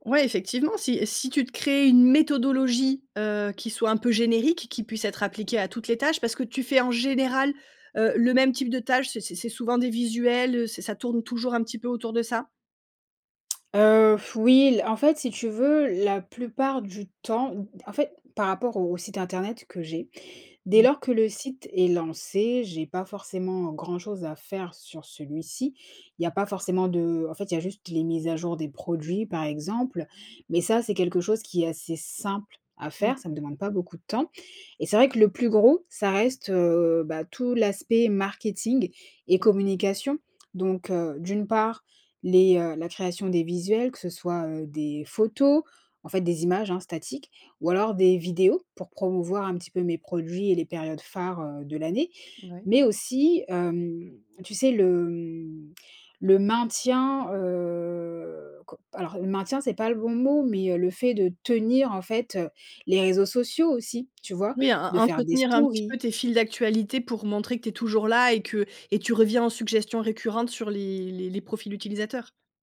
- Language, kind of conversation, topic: French, advice, Comment surmonter la procrastination chronique sur des tâches créatives importantes ?
- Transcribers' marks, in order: stressed: "simple"; unintelligible speech; drawn out: "heu"